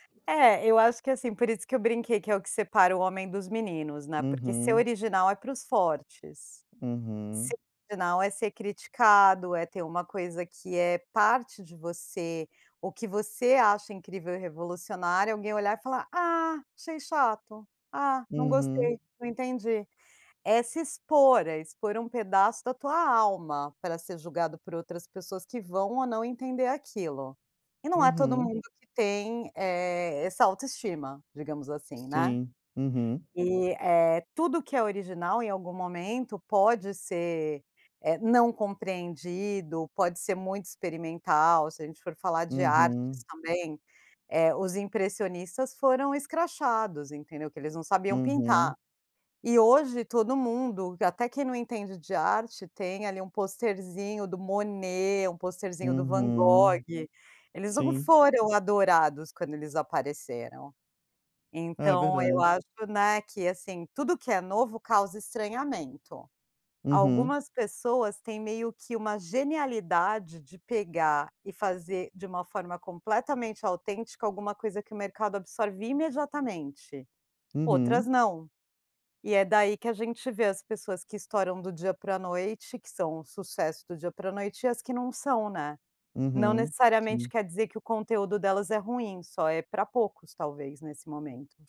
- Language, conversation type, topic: Portuguese, podcast, Como a autenticidade influencia o sucesso de um criador de conteúdo?
- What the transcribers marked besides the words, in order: none